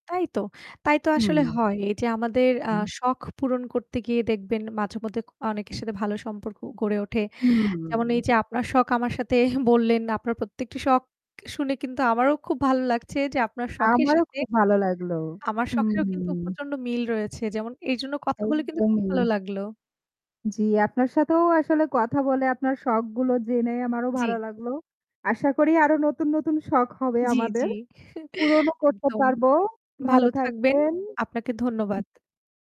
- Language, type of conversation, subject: Bengali, unstructured, তোমার কী কী ধরনের শখ আছে?
- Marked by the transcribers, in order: static; distorted speech; chuckle; chuckle; other noise